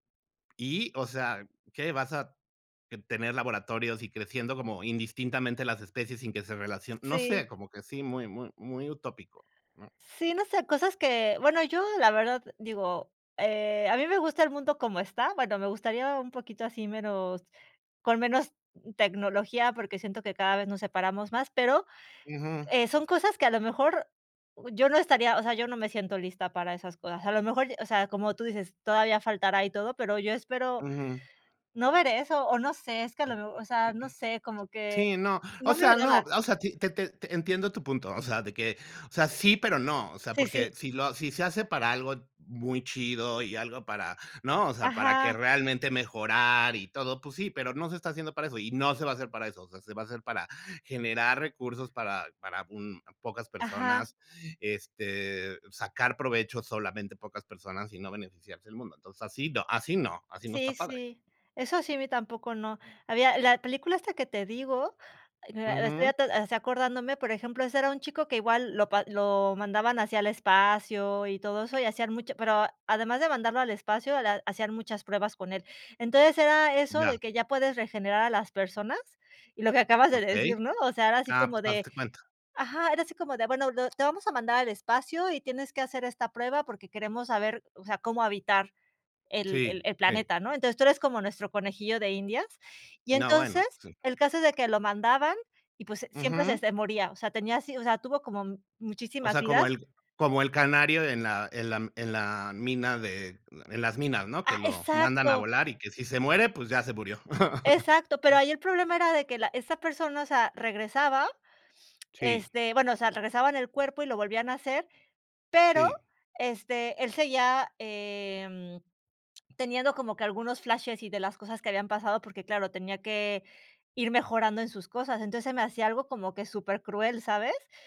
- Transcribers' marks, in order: throat clearing; tapping; chuckle
- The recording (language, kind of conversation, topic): Spanish, unstructured, ¿Cómo crees que la exploración espacial afectará nuestro futuro?